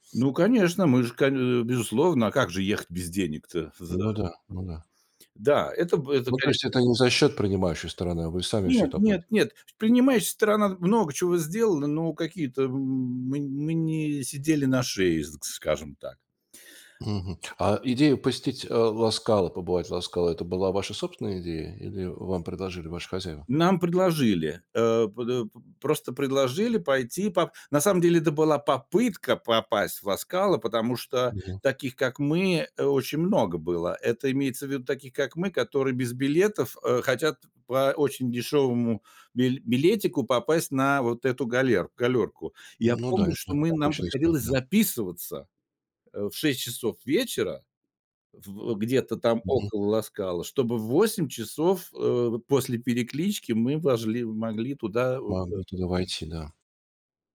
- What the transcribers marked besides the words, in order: other background noise
- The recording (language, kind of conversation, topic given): Russian, podcast, О каком путешествии, которое по‑настоящему изменило тебя, ты мог(ла) бы рассказать?